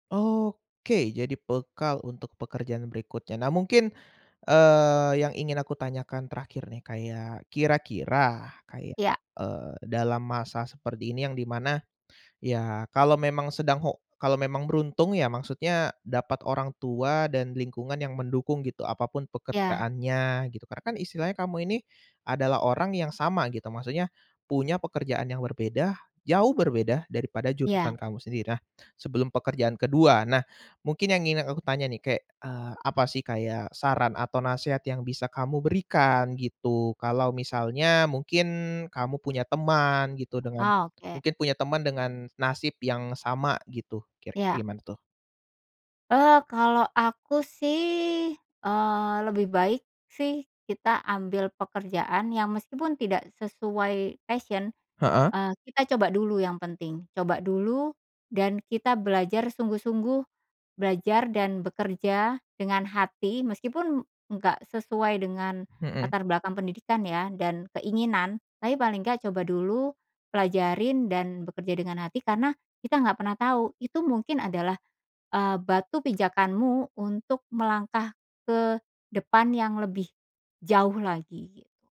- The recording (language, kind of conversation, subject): Indonesian, podcast, Bagaimana rasanya mendapatkan pekerjaan pertama Anda?
- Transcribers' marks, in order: other background noise; in English: "passion"